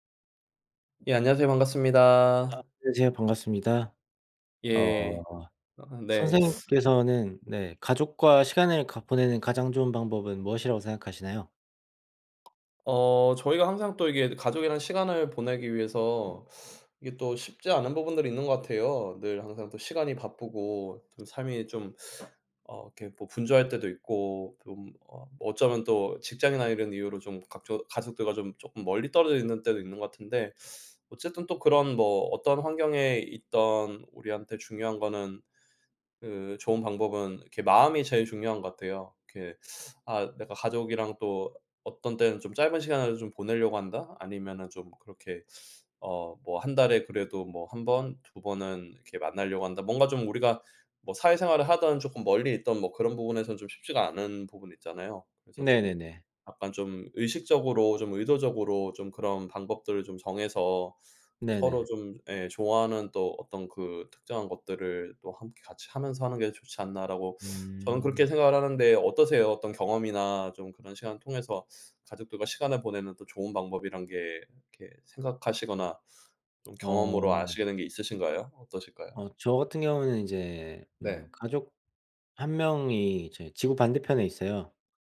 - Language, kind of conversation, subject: Korean, unstructured, 가족과 시간을 보내는 가장 좋은 방법은 무엇인가요?
- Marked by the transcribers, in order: tapping; other background noise